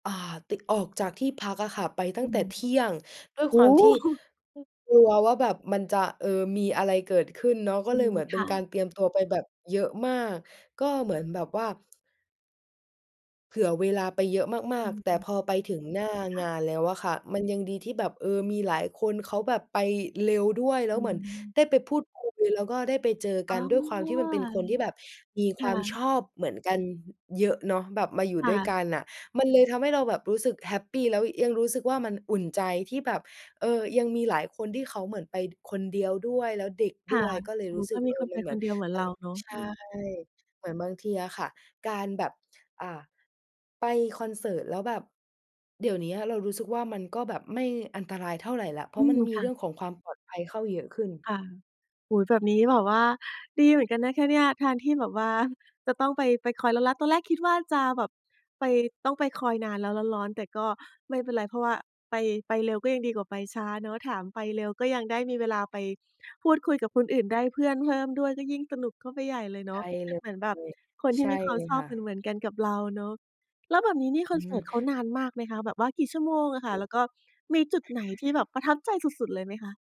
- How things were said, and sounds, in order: chuckle; other background noise; other noise
- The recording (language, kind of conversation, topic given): Thai, podcast, คุณช่วยเล่าประสบการณ์ไปคอนเสิร์ตที่น่าจดจำที่สุดของคุณให้ฟังหน่อยได้ไหม?